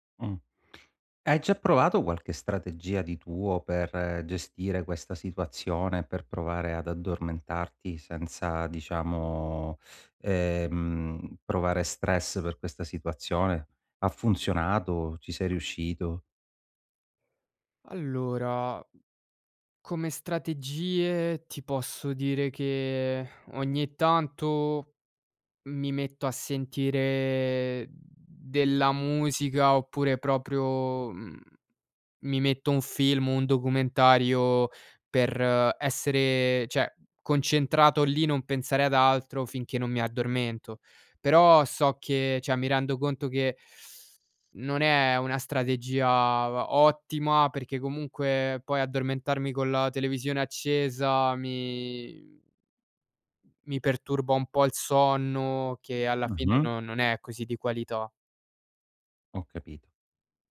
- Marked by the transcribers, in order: other background noise; "cioè" said as "ceh"; "cioè" said as "ceh"; inhale
- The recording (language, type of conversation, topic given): Italian, advice, Come i pensieri ripetitivi e le preoccupazioni influenzano il tuo sonno?